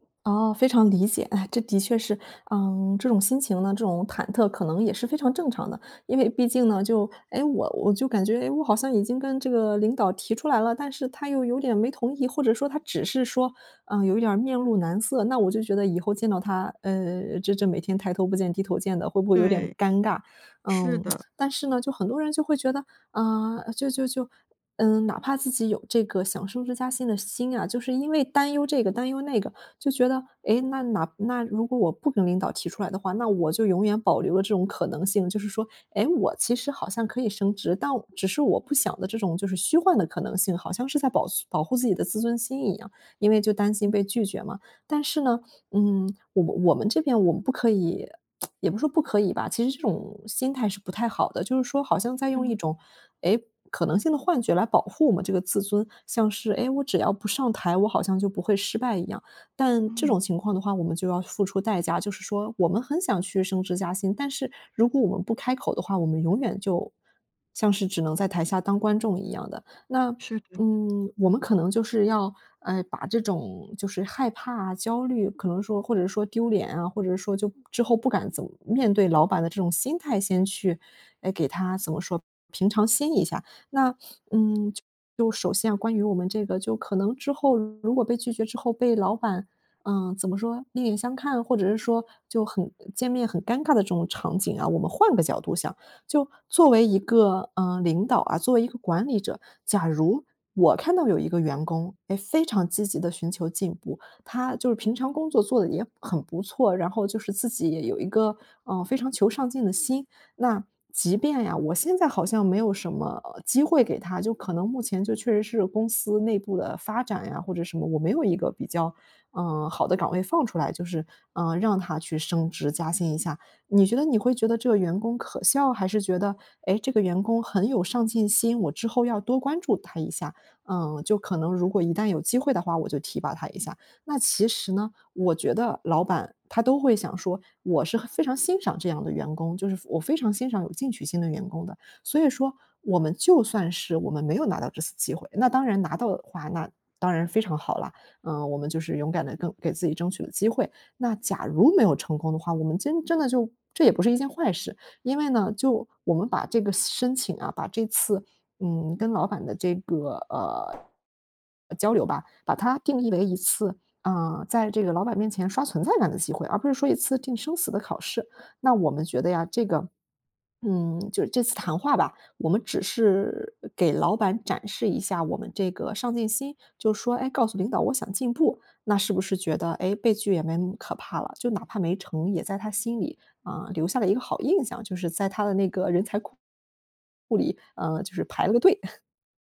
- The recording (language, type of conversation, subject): Chinese, advice, 你担心申请晋升或换工作会被拒绝吗？
- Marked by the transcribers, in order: tsk; tsk; chuckle